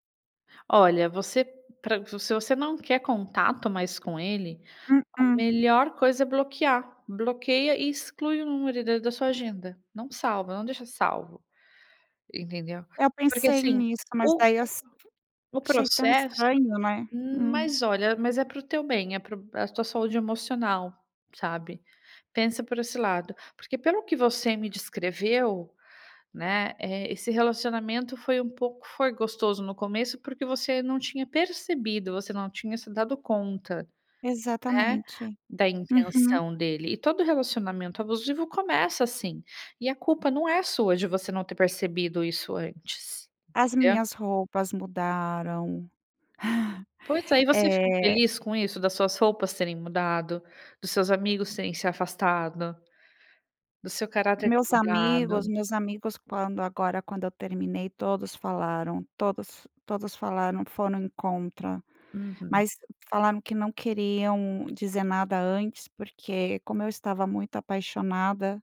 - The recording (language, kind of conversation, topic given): Portuguese, advice, Como você está lidando com o fim de um relacionamento de longo prazo?
- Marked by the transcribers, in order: tapping; chuckle